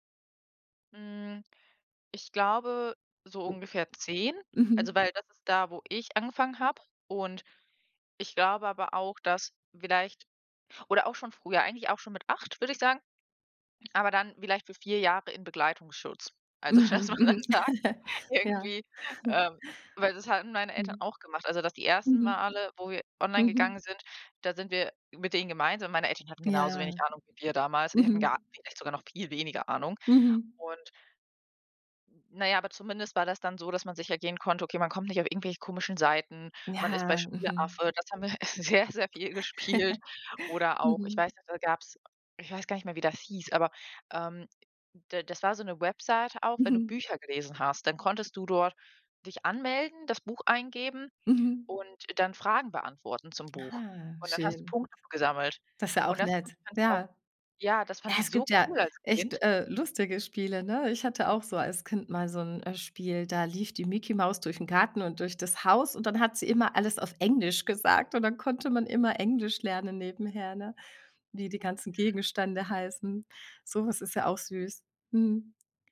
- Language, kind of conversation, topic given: German, podcast, Wie sprichst du mit Kindern über Bildschirmzeit?
- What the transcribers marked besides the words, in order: drawn out: "Hm"; laughing while speaking: "dass man dann sagt irgendwie"; chuckle; snort; chuckle; snort; laughing while speaking: "sehr, sehr viel gespielt"; other background noise; drawn out: "Ah"; unintelligible speech; stressed: "so"